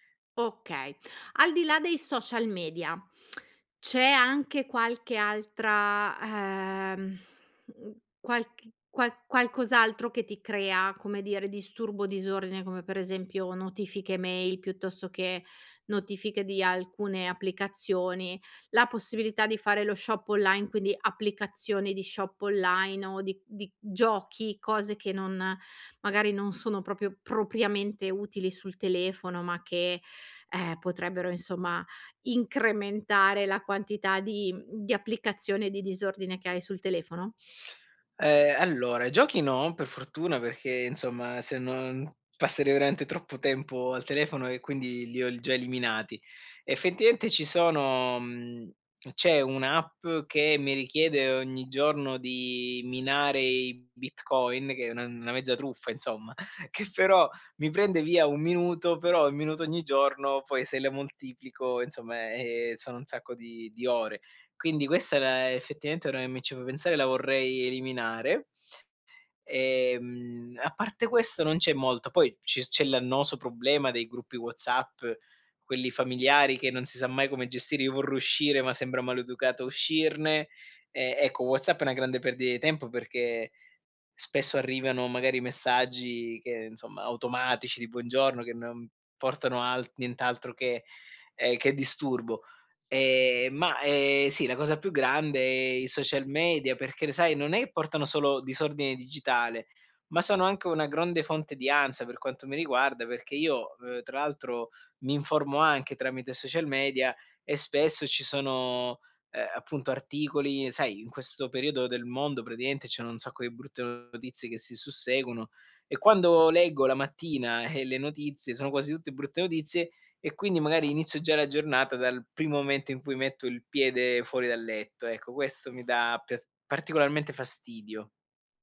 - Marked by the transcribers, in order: tsk; in English: "shop online"; in English: "shop online"; "proprio" said as "propio"; sniff; other background noise; "grande" said as "gronde"
- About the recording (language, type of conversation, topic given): Italian, advice, Come posso liberarmi dall’accumulo di abbonamenti e file inutili e mettere ordine nel disordine digitale?